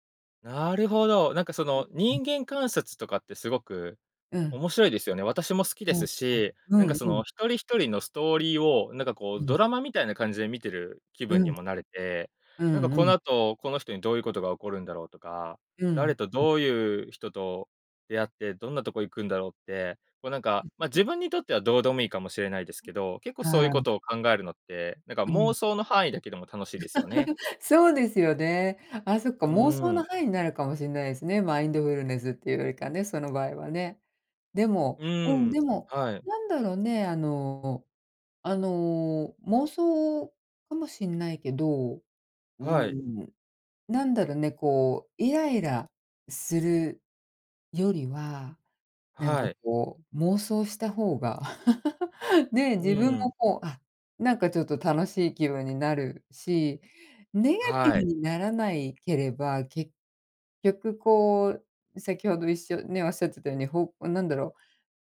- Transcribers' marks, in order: other background noise; unintelligible speech; other noise; laugh; laugh
- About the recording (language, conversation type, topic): Japanese, podcast, 都会の公園でもできるマインドフルネスはありますか？